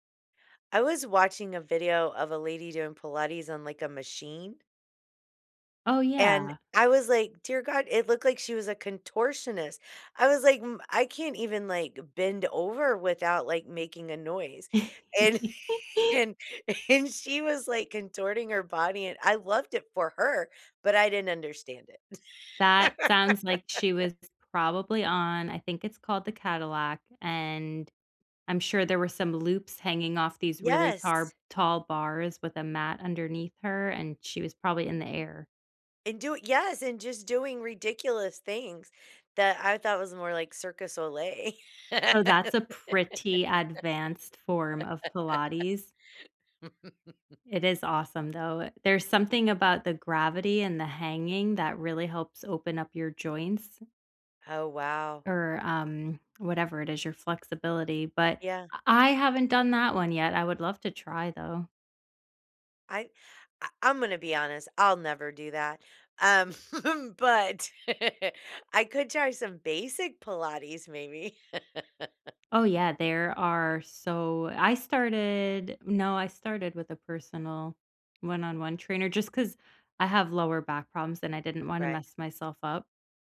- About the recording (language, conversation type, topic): English, unstructured, How do you measure progress in hobbies that don't have obvious milestones?
- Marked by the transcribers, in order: laugh; laughing while speaking: "and and and"; laugh; other background noise; "Cirque du Soleil" said as "Cirque a Soleil"; laugh; chuckle; laugh; laugh